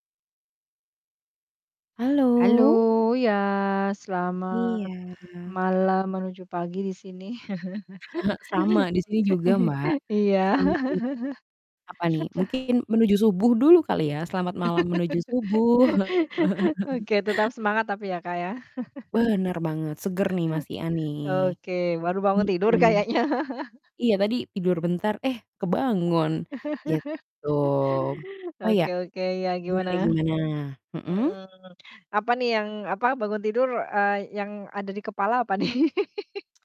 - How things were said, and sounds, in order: chuckle; distorted speech; laugh; other background noise; laugh; laugh; laugh; laughing while speaking: "kayaknya"; mechanical hum; laugh; laughing while speaking: "nih?"
- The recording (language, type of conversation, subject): Indonesian, unstructured, Apa yang biasanya membuat hubungan asmara menjadi rumit?